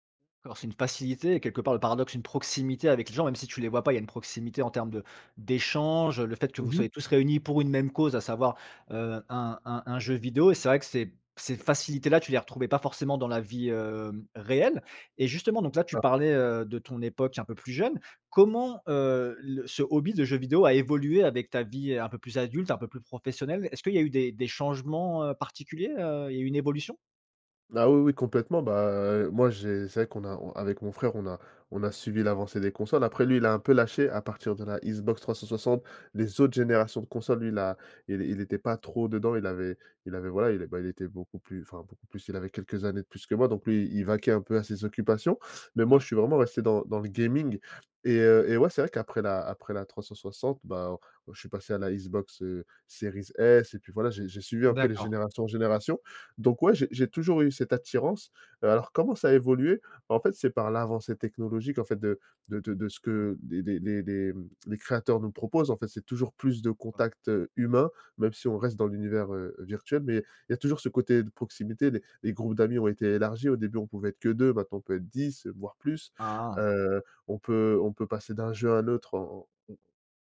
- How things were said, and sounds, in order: in English: "gaming"
- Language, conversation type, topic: French, podcast, Quel est un hobby qui t’aide à vider la tête ?